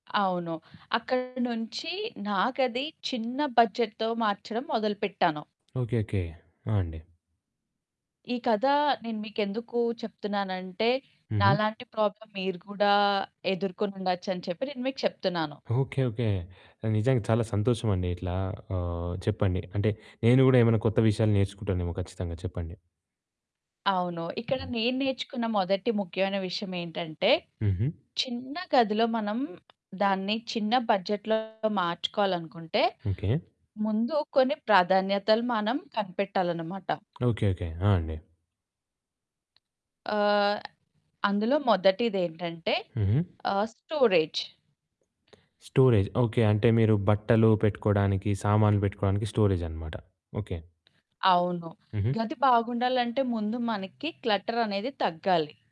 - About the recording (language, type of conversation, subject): Telugu, podcast, చిన్న బడ్జెట్‌తో గదిని ఆకర్షణీయంగా ఎలా మార్చుకోవాలి?
- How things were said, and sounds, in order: distorted speech; in English: "బడ్జెట్‌తో"; in English: "ప్రాబ్లమ్"; other background noise; in English: "బడ్జెట్‌లో"; tapping; in English: "స్టోరేజ్"; in English: "స్టోరేజ్"; in English: "క్లట్టర్"